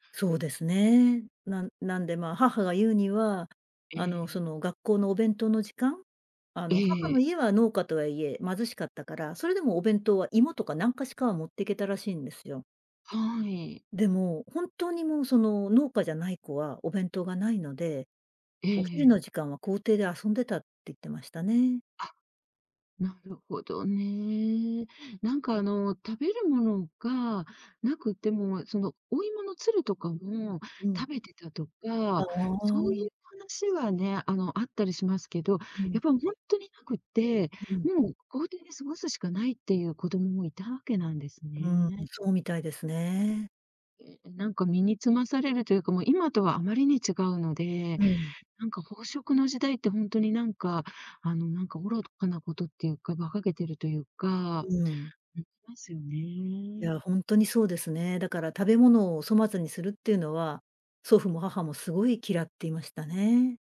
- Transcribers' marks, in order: other background noise
- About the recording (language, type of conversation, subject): Japanese, podcast, 祖父母から聞いた面白い話はありますか？